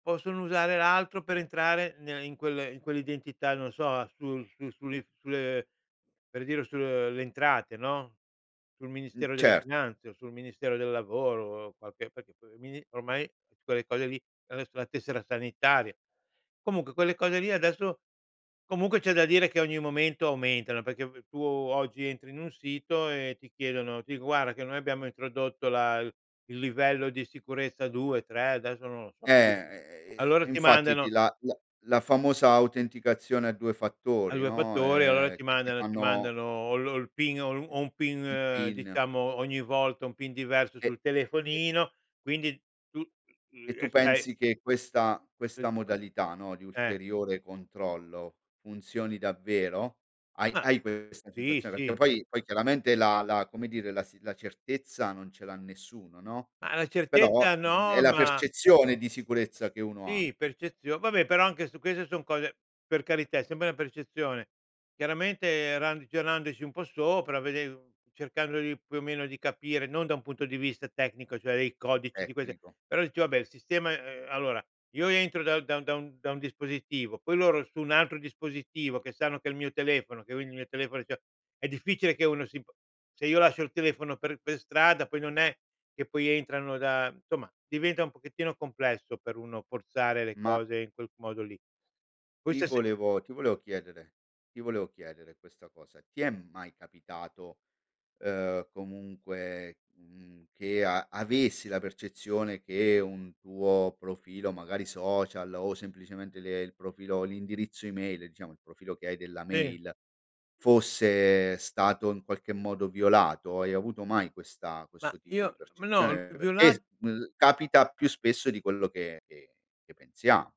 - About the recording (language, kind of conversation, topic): Italian, podcast, Come proteggi password e account dalle intrusioni?
- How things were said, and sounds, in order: unintelligible speech; "ragionandoci" said as "rangionandoci"; "insomma" said as "nsomma"; in English: "social"; other background noise